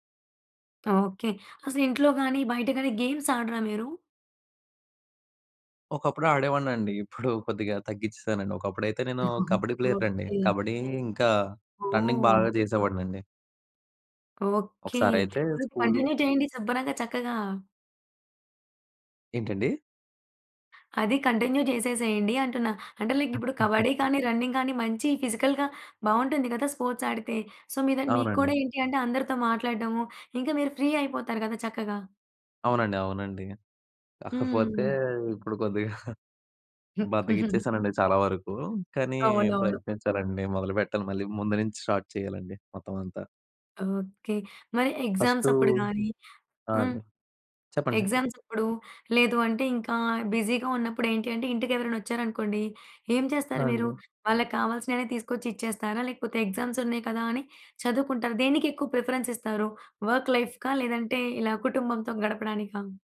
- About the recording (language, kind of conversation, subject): Telugu, podcast, ఇంట్లో ఎంత రద్దీ ఉన్నా మనసు పెట్టి శ్రద్ధగా వినడం ఎలా సాధ్యమవుతుంది?
- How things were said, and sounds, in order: in English: "గేమ్స్"; giggle; chuckle; in English: "రన్నింగ్"; in English: "కంటిన్యూ"; in English: "కంటిన్యూ"; in English: "లైక్"; chuckle; in English: "రన్నింగ్"; in English: "ఫిజికల్‌గా"; in English: "స్పోర్ట్స్"; in English: "సో"; in English: "ఫ్రీ"; laughing while speaking: "కాపోతే ఇప్పుడు కొద్దిగా"; giggle; in English: "స్టార్ట్"; in English: "ఎగ్జామ్స్"; other background noise; in English: "ఎగ్జామ్స్"; in English: "బిజీగా"; in English: "ఎగ్జామ్స్"; in English: "ప్రిఫరెన్స్"; in English: "వర్క్ లైఫ్‌కా?"